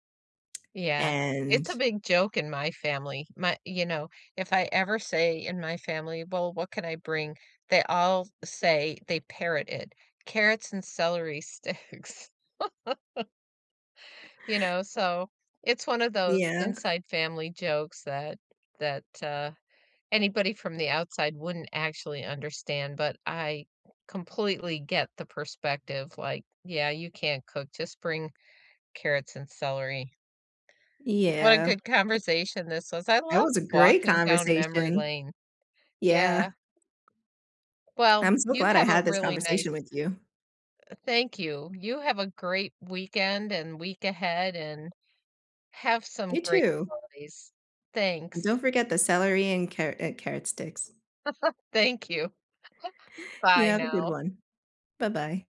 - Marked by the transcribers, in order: tapping; laughing while speaking: "sticks"; laugh; chuckle
- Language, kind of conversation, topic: English, unstructured, Which family meals and recipes have stayed with you, and what traditions do you still share?
- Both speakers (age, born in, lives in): 30-34, United States, United States; 65-69, United States, United States